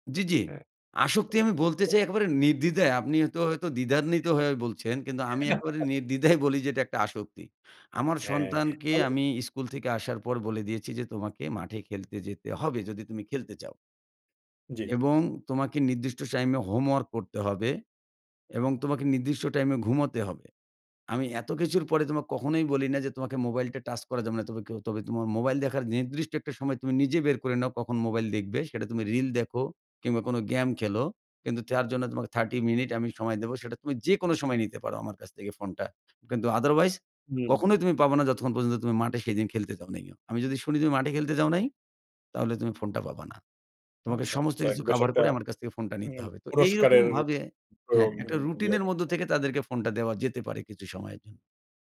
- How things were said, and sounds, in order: other background noise; chuckle; in English: "আদারওয়াইজ"; unintelligible speech
- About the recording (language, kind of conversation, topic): Bengali, podcast, শিশুদের স্ক্রিন ব্যবহার নিয়ন্ত্রণ করতে আপনি কী পরামর্শ দেবেন?